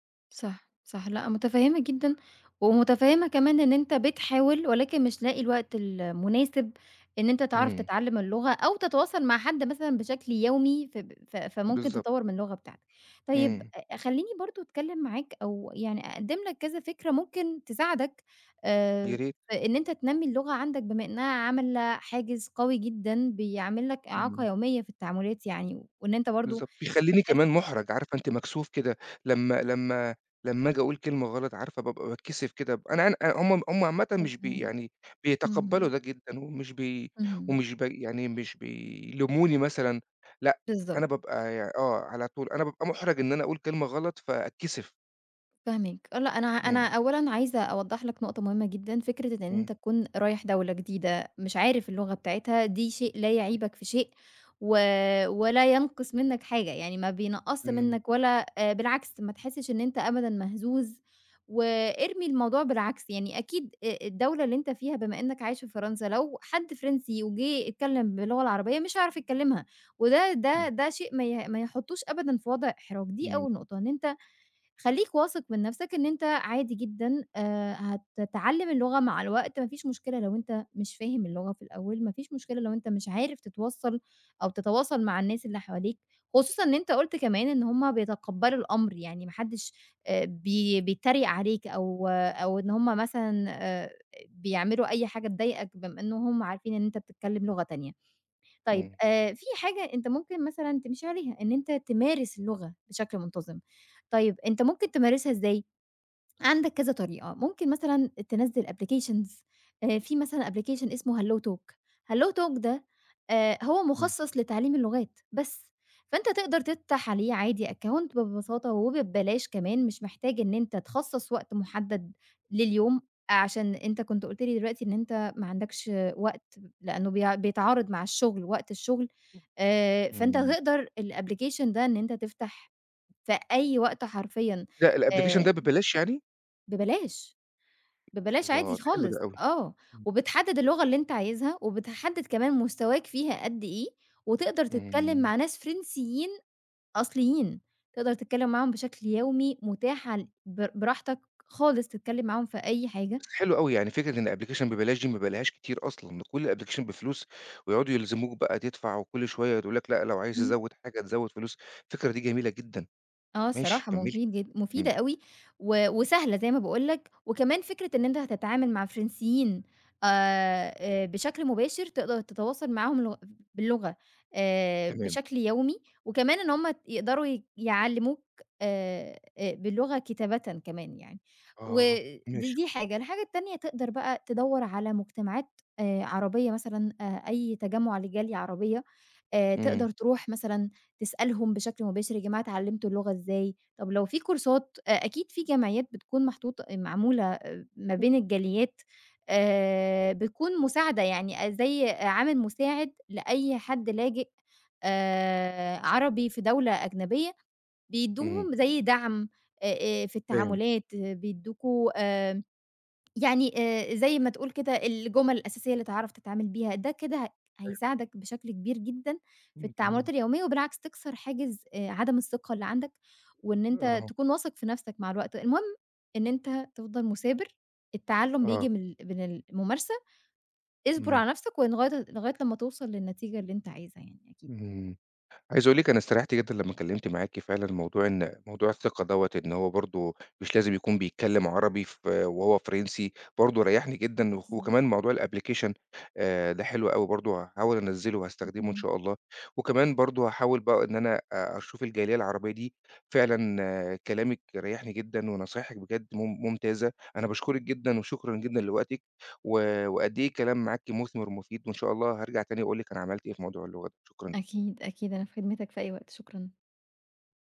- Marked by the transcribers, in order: other background noise; tapping; in English: "applications"; in English: "application"; "تفتح" said as "تتّح"; in English: "account"; unintelligible speech; in English: "الapplication"; in English: "الapplication"; other noise; in English: "application"; in English: "الapplication"; in English: "كورسات"; unintelligible speech; in English: "الapplication"
- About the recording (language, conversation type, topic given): Arabic, advice, إزاي حاجز اللغة بيأثر على مشاويرك اليومية وبيقلل ثقتك في نفسك؟